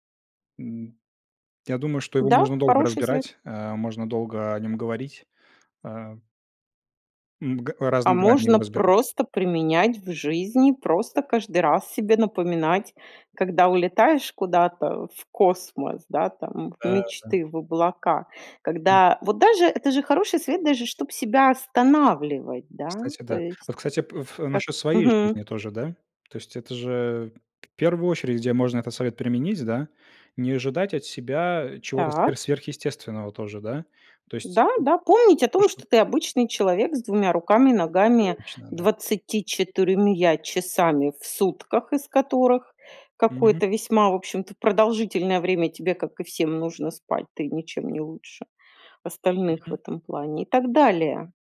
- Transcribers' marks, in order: tapping
- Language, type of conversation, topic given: Russian, podcast, Какой совет от незнакомого человека ты до сих пор помнишь?